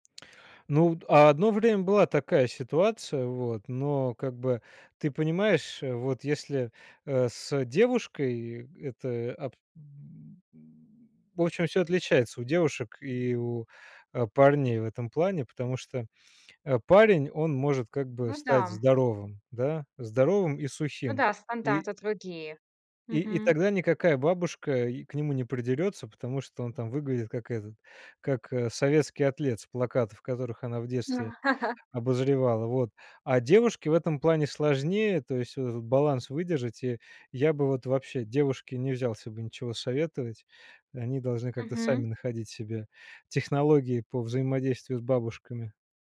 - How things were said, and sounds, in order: laugh
- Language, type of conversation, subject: Russian, podcast, Что помогает тебе есть меньше сладкого?